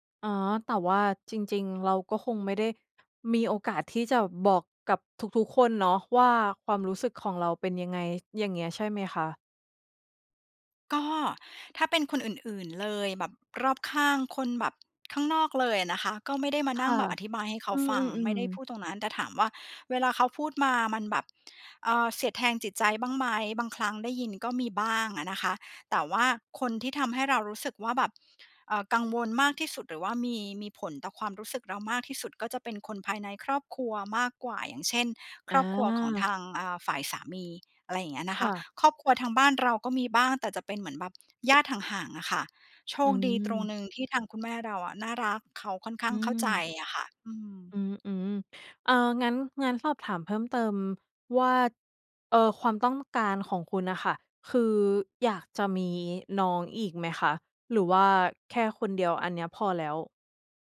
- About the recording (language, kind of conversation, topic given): Thai, advice, คุณรู้สึกถูกกดดันให้ต้องมีลูกตามความคาดหวังของคนรอบข้างหรือไม่?
- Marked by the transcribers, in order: tapping